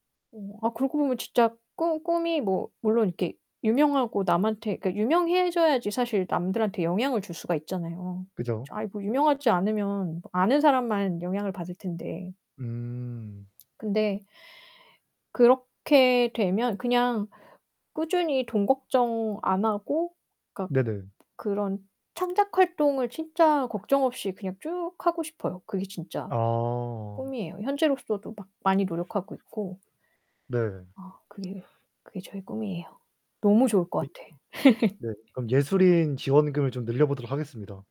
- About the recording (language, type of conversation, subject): Korean, unstructured, 미래에 어떤 꿈을 이루고 싶으신가요?
- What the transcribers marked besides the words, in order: other background noise; distorted speech; laugh